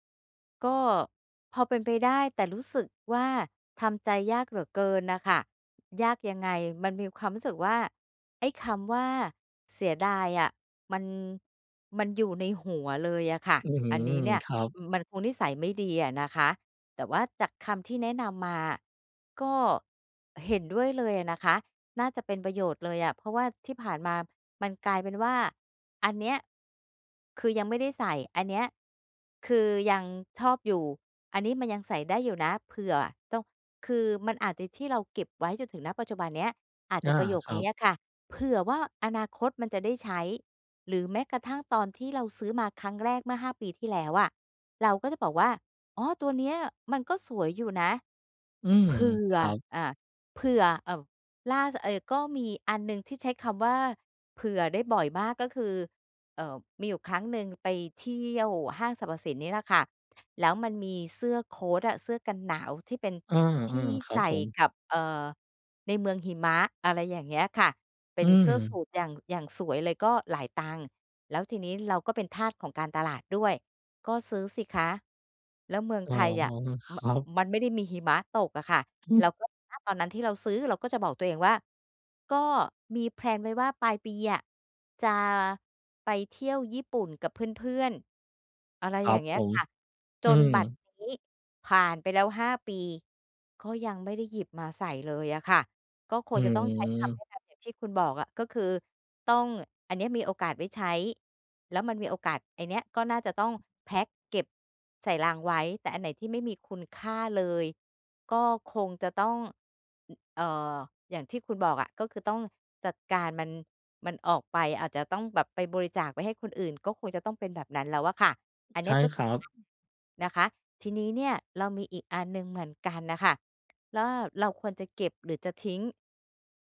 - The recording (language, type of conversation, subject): Thai, advice, ควรตัดสินใจอย่างไรว่าอะไรควรเก็บไว้หรือทิ้งเมื่อเป็นของที่ไม่ค่อยได้ใช้?
- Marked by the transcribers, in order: stressed: "เผื่อ"; chuckle; unintelligible speech